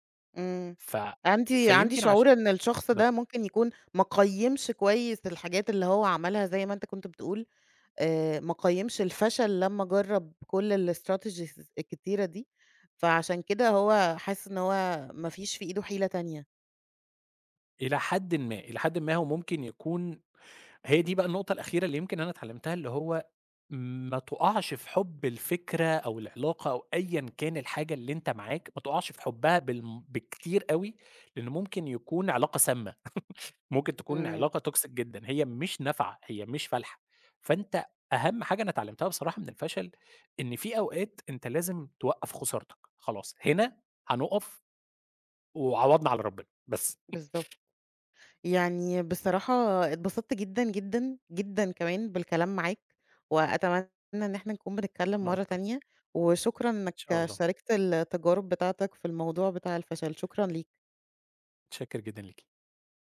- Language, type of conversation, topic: Arabic, podcast, بتشارك فشلك مع الناس؟ ليه أو ليه لأ؟
- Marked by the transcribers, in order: in English: "الstrategies"; chuckle; in English: "toxic"; chuckle